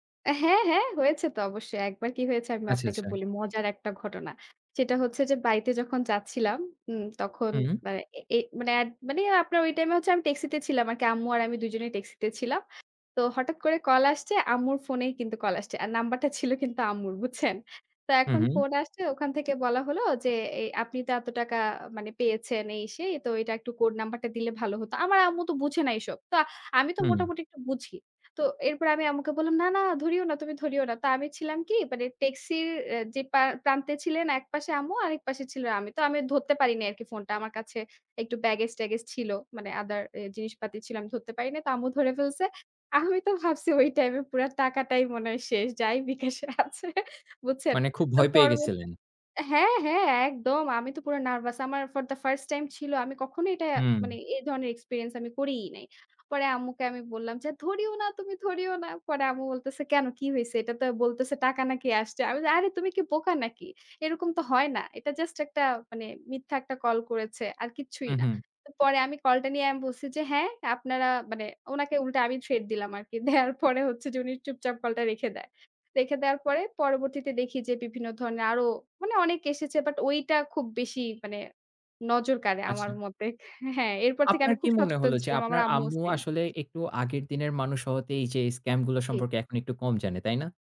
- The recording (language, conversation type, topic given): Bengali, podcast, অনলাইনে ব্যক্তিগত তথ্য শেয়ার করার তোমার সীমা কোথায়?
- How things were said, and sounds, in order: tapping